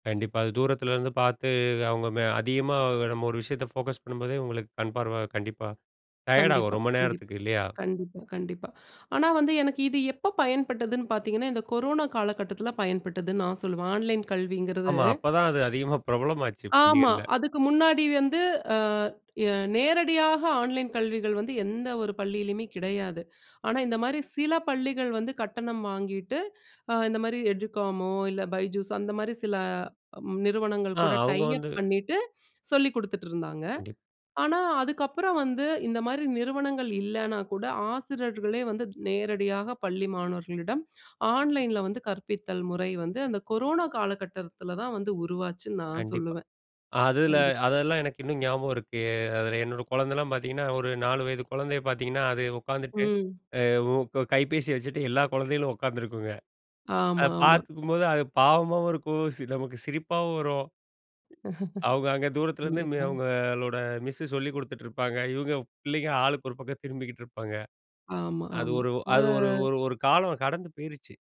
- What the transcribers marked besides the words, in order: other noise; laugh
- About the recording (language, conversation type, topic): Tamil, podcast, ஆன்லைன் கல்வி நம் பள்ளி முறைக்கு எவ்வளவு உதவுகிறது?